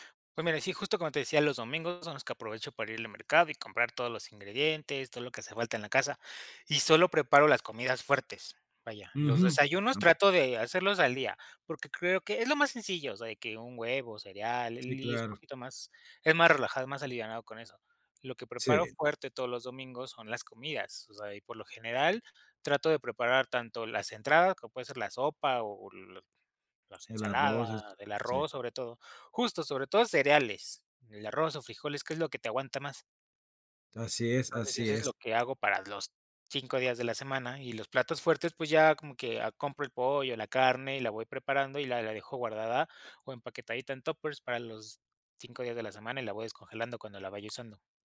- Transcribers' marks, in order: tapping
- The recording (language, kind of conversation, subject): Spanish, podcast, ¿Cómo organizas tus comidas para comer sano entre semana?